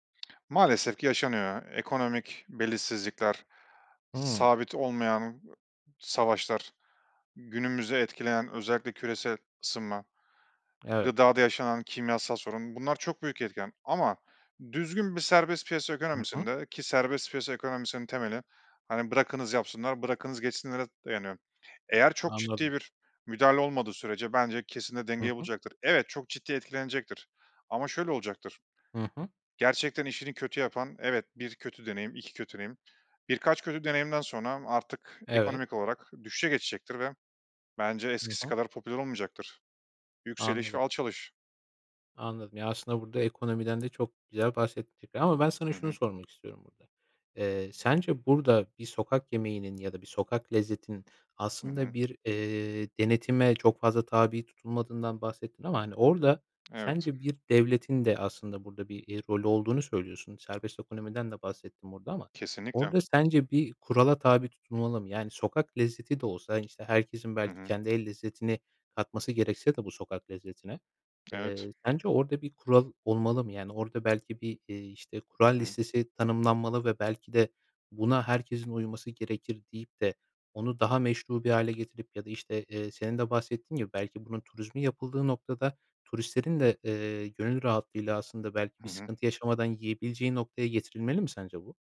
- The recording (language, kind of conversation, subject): Turkish, podcast, Sokak yemekleri bir ülkeye ne katar, bu konuda ne düşünüyorsun?
- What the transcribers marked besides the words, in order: lip smack; other background noise